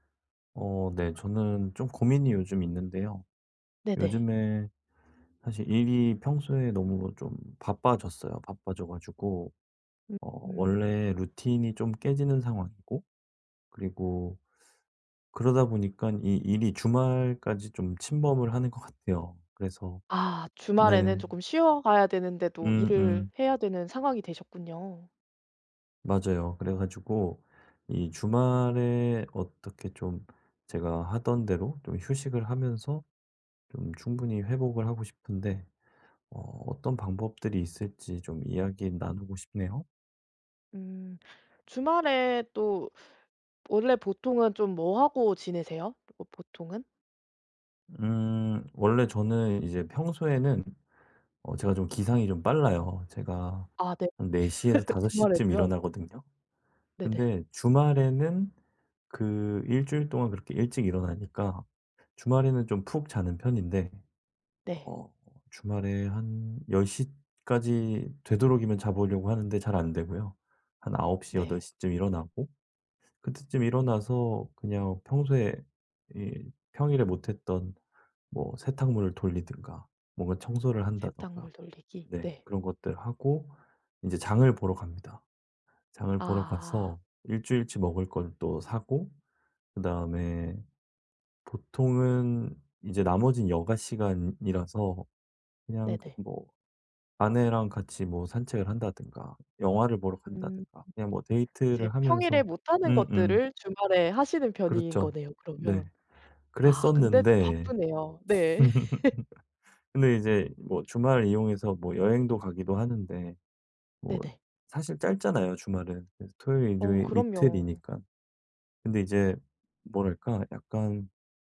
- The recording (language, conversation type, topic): Korean, advice, 주말에 계획을 세우면서도 충분히 회복하려면 어떻게 하면 좋을까요?
- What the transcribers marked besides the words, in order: teeth sucking; laugh; tapping; laugh; laugh